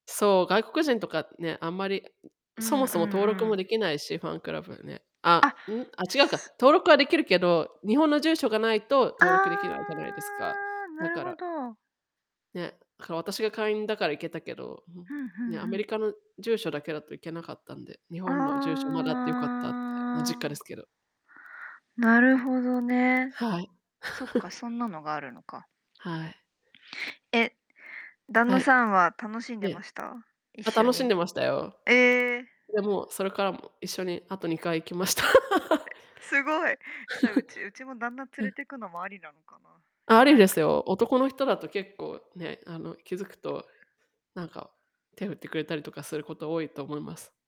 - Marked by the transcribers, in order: drawn out: "ああ"; drawn out: "ああ"; chuckle; laugh; chuckle
- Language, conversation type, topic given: Japanese, unstructured, コンサートやライブに行ったことはありますか？